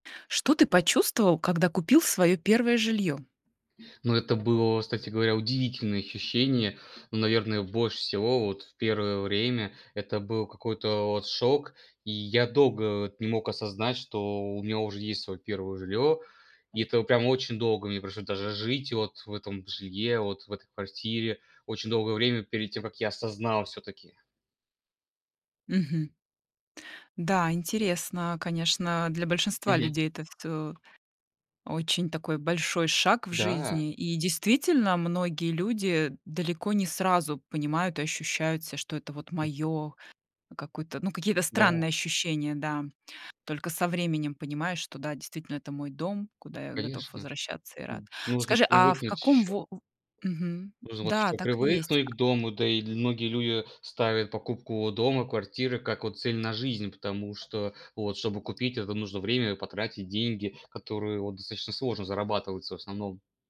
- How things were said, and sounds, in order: tapping; stressed: "осознал"; other background noise
- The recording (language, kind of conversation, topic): Russian, podcast, Что ты почувствовал(а), когда купил(а) своё первое жильё?